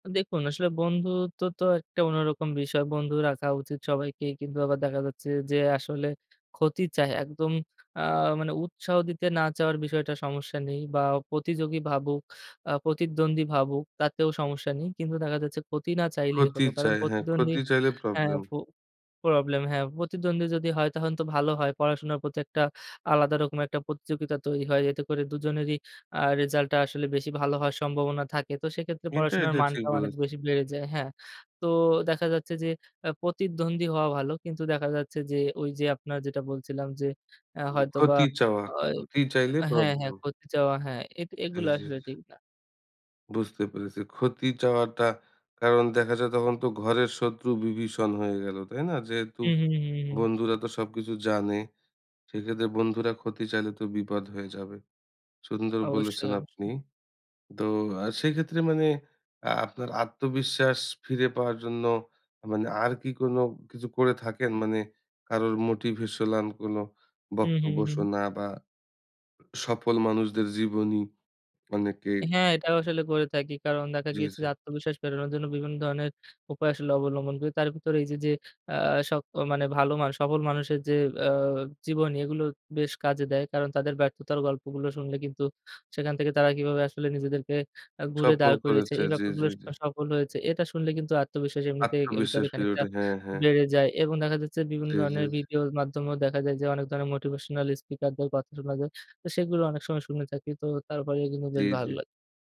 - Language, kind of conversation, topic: Bengali, podcast, আপনি আত্মবিশ্বাস হারানোর পর কীভাবে আবার আত্মবিশ্বাস ফিরে পেয়েছেন?
- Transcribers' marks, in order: inhale; unintelligible speech; horn; other background noise; "মোটিভেশনাল" said as "মোটিভেশলান"; other noise